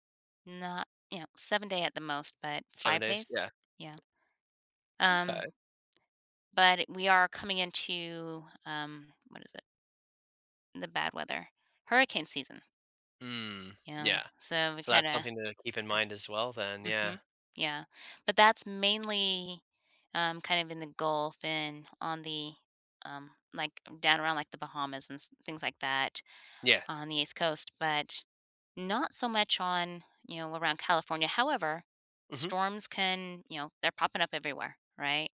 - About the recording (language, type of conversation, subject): English, advice, How can I balance work and personal life?
- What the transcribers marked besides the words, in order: tapping